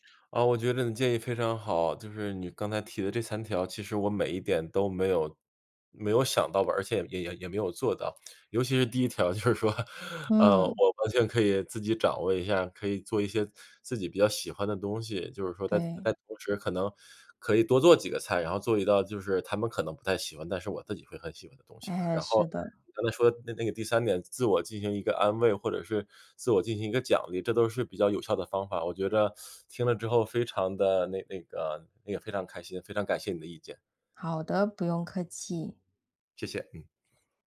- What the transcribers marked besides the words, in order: laughing while speaking: "尤其是第一条就是说"; tapping
- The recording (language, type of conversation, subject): Chinese, advice, 我怎样才能把自我关怀变成每天的习惯？